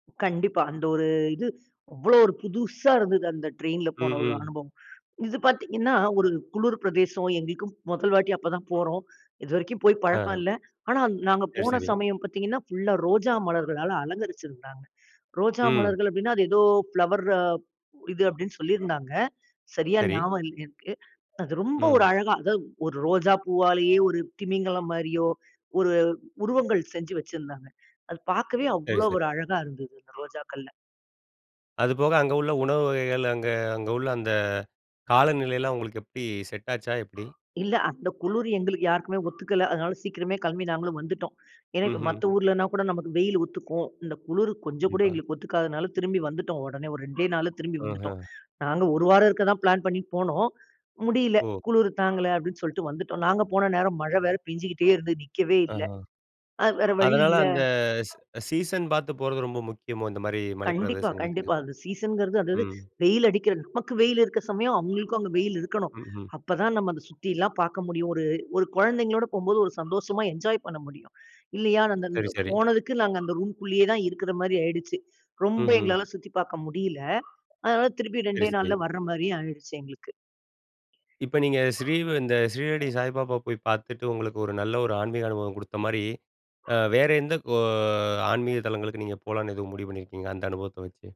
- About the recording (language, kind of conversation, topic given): Tamil, podcast, ஒரு பயணம் திடீரென மறக்க முடியாத நினைவாக மாறிய அனுபவம் உங்களுக்குண்டா?
- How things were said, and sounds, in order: in English: "ஃபிளவர்"; "சரி" said as "சர்"; other background noise; dog barking; "கண்டிப்பா" said as "ணிப்பா"; tapping; in English: "என்ஜாய்"; drawn out: "கோ"